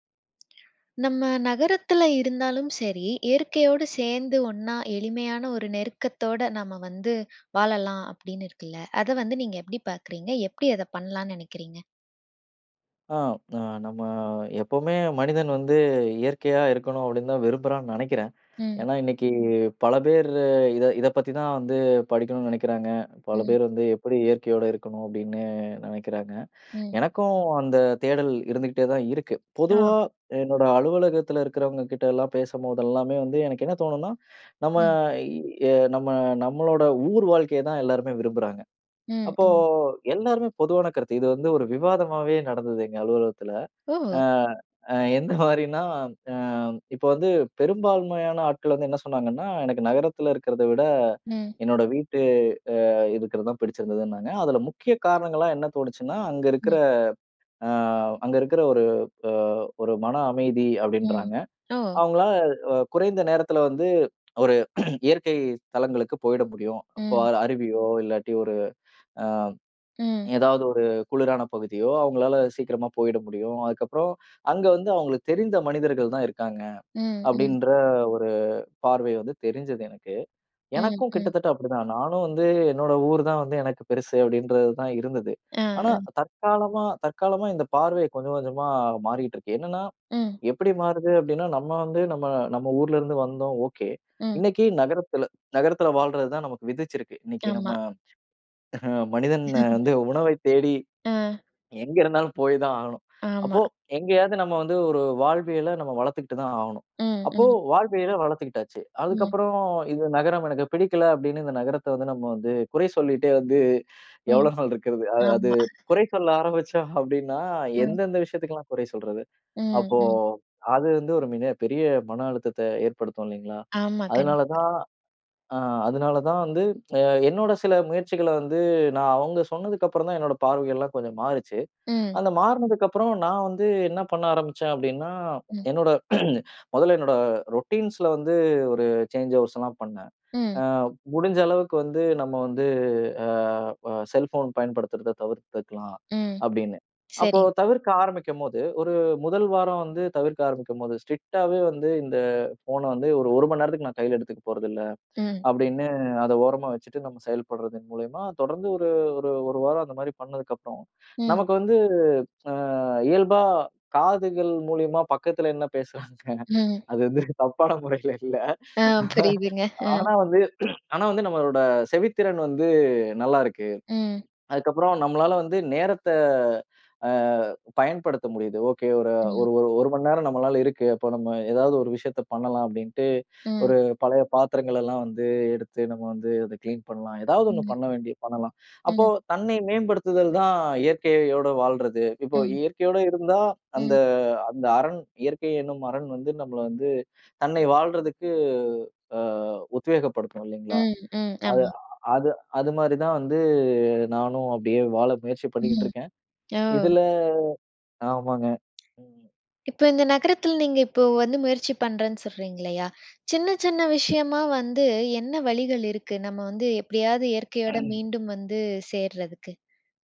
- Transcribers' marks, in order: lip smack; inhale; surprised: "ஓ!"; laughing while speaking: "எந்த மாரினா"; other noise; throat clearing; laugh; laughing while speaking: "மனிதன் வந்து உணவை தேடி. எங்கே இருந்தாலும் போய் தான் ஆகணும்"; laughing while speaking: "சொல்லிட்டே வந்து எவ்வளோ நாள் இருக்கிறது … விஷயத்துக்கெல்லா குறை சொல்றது?"; laugh; "மிக" said as "மின"; throat clearing; in English: "ரூட்டின்ஸ்ல"; in English: "சேஞ்சு ஓவர்ஸ்ல்லாம்"; drawn out: "வந்து அ"; in English: "ஸ்ட்ரிக்டாவே"; drawn out: "வந்து அ"; laughing while speaking: "ஆ. புரியுதுங்க. ஆ"; laughing while speaking: "என்ன பேசுறாங்க. அது வந்து தப்பான முறையில இல்ல. ஆனா வந்து"; throat clearing; in English: "கிளீன்"; drawn out: "வந்து"; drawn out: "இதுல"; other background noise; anticipating: "நம்ம வந்து எப்படியாவது இயற்கையோட மீண்டும் வந்து சேர்றதுக்கு?"; throat clearing
- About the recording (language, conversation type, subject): Tamil, podcast, நகரில் இருந்தாலும் இயற்கையுடன் எளிமையாக நெருக்கத்தை எப்படி ஏற்படுத்திக் கொள்ளலாம்?